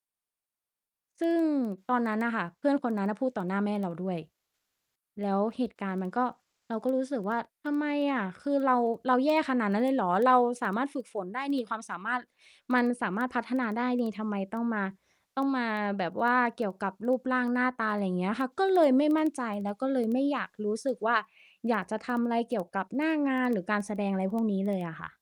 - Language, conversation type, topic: Thai, advice, คุณรู้สึกไม่มั่นใจเกี่ยวกับรูปร่างหรือหน้าตาของตัวเองในเรื่องไหนมากที่สุด?
- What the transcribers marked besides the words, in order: distorted speech